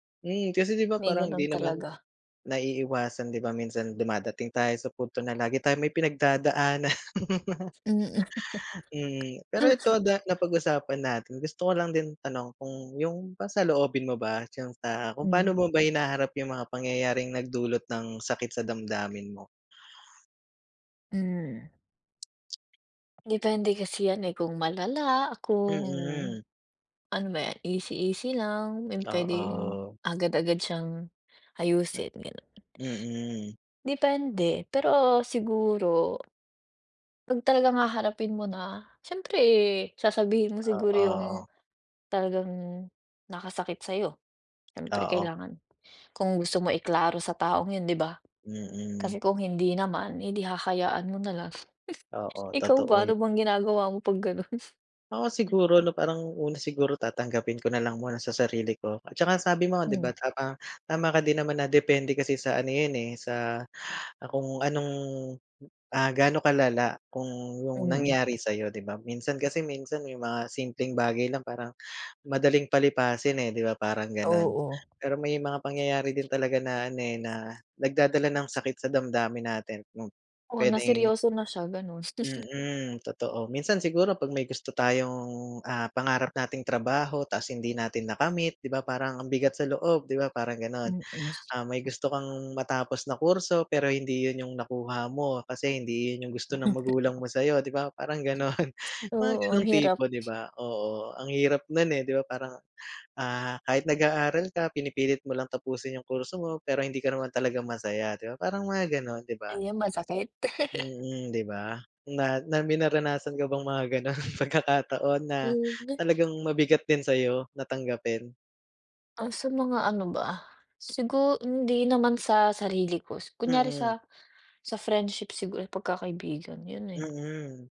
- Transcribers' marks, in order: laughing while speaking: "pinagdadaanan"; tapping; laughing while speaking: "Mm"; laugh; other background noise; drawn out: "kung"; drawn out: "Oo"; scoff; laughing while speaking: "gano'n?"; chuckle; drawn out: "tayong"; chuckle; laughing while speaking: "parang gano'n"; laugh; laughing while speaking: "gano'n"
- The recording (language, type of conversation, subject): Filipino, unstructured, Paano mo hinaharap ang mga pangyayaring nagdulot ng sakit sa damdamin mo?
- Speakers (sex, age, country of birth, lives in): female, 20-24, Philippines, Italy; male, 35-39, Philippines, Philippines